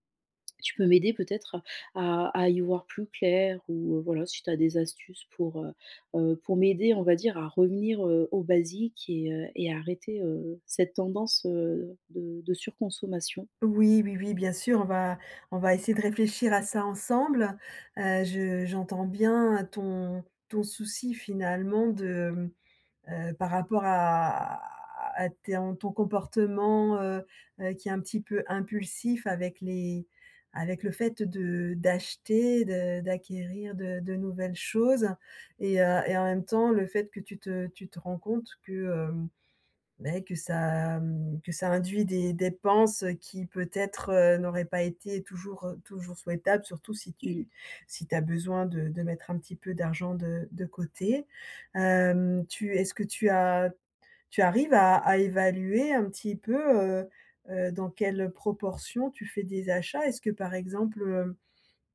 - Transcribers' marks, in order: drawn out: "à"
- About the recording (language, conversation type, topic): French, advice, Comment puis-je distinguer mes vrais besoins de mes envies d’achats matériels ?